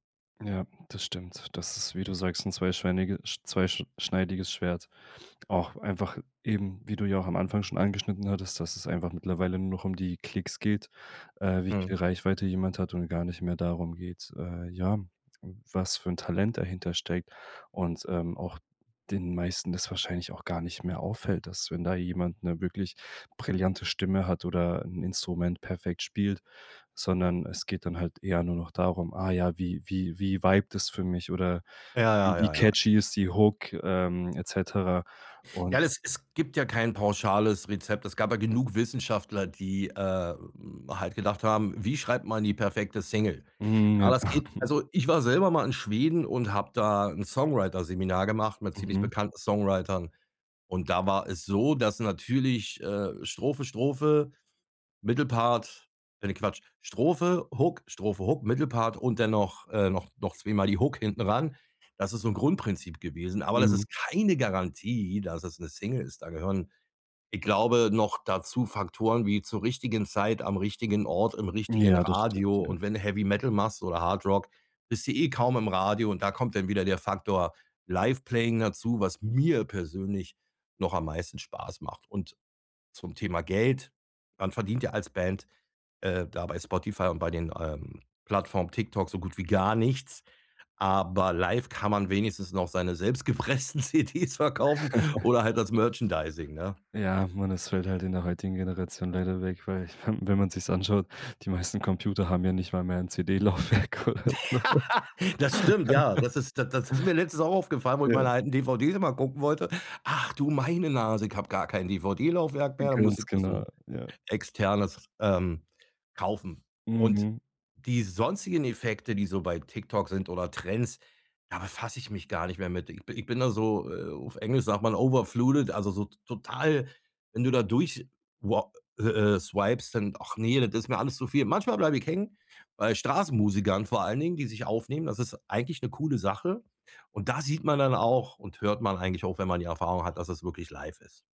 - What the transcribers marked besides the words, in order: in English: "catchy"; in English: "Hook"; giggle; in English: "Hook"; in English: "Hook"; in English: "Hook"; in English: "Live playing"; stressed: "mir"; laughing while speaking: "gepressten CDs verkaufen"; laugh; other background noise; chuckle; laugh; laughing while speaking: "CD Laufwerk oder so was"; laugh; in English: "overflooded"
- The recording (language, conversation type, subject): German, podcast, Wie verändert TikTok die Musik- und Popkultur aktuell?